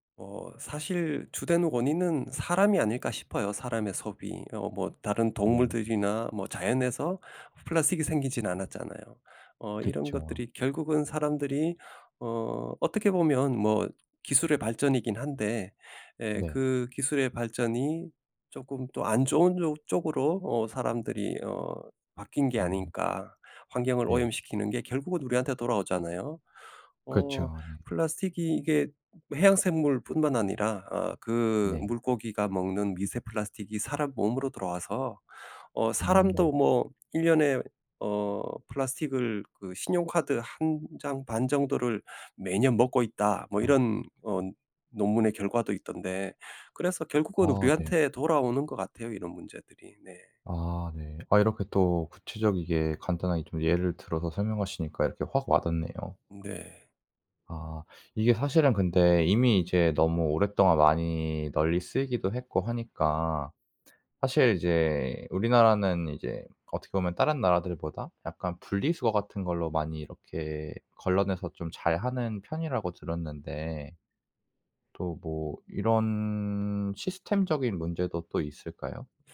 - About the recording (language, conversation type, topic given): Korean, podcast, 플라스틱 쓰레기 문제, 어떻게 해결할 수 있을까?
- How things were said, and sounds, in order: other background noise